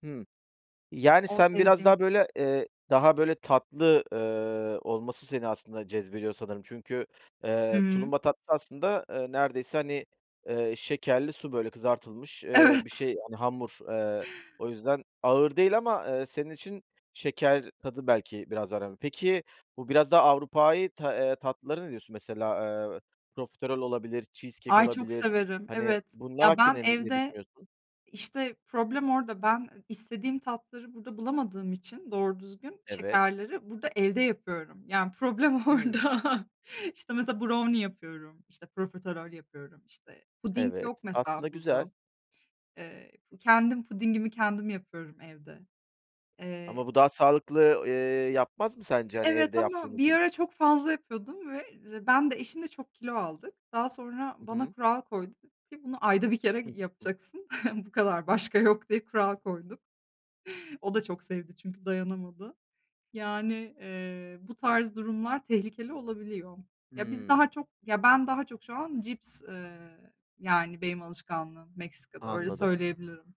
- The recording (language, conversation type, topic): Turkish, podcast, Abur cuburla başa çıkmak için hangi stratejiler senin için işe yaradı?
- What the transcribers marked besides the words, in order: laughing while speaking: "Evet"; laughing while speaking: "orada"; chuckle; unintelligible speech; chuckle; laughing while speaking: "başka yok"